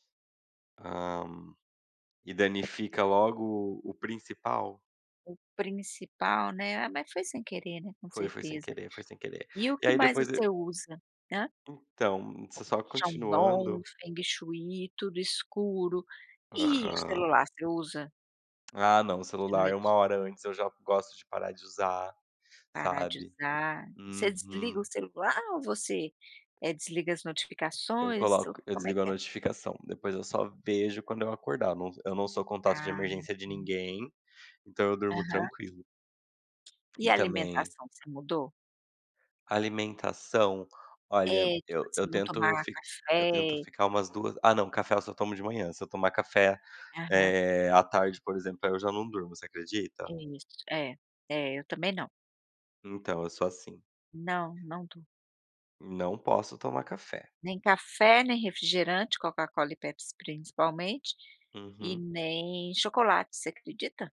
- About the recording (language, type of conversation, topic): Portuguese, podcast, O que você pode fazer para dormir melhor e se recuperar mais rápido?
- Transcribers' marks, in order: other background noise